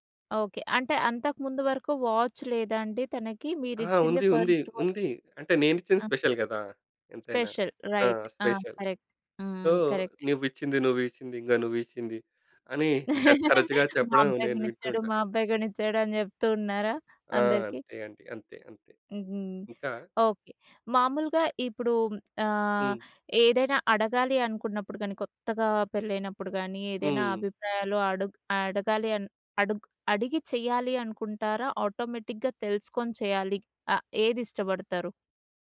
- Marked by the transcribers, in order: in English: "వాచ్"; tapping; in English: "ఫస్ట్"; in English: "స్పెషల్"; in English: "స్పెషల్. రైట్"; in English: "స్పెషల్. సో"; in English: "కరెక్ట్"; chuckle; in English: "ఆటోమేటిక్‌గా"
- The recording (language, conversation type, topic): Telugu, podcast, ఎవరైనా వ్యక్తి అభిరుచిని తెలుసుకోవాలంటే మీరు ఏ రకమైన ప్రశ్నలు అడుగుతారు?